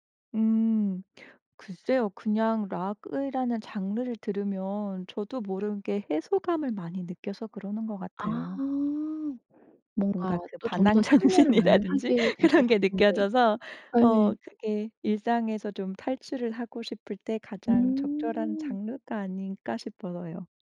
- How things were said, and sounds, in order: laughing while speaking: "정신이라든지 그런 게 느껴져서"
- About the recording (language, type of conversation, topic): Korean, podcast, 라이브 공연을 직접 보고 어떤 점이 가장 인상 깊었나요?